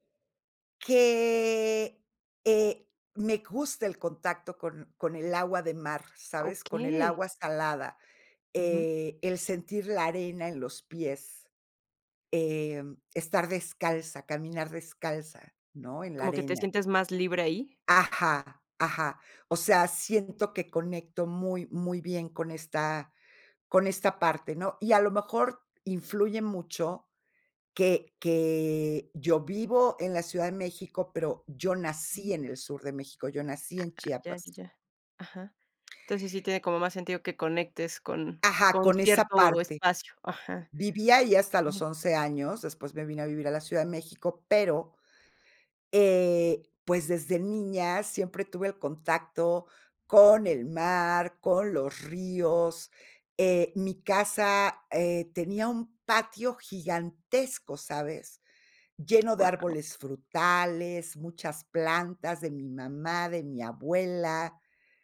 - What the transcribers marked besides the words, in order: other noise
- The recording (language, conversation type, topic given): Spanish, podcast, ¿Qué papel juega la naturaleza en tu salud mental o tu estado de ánimo?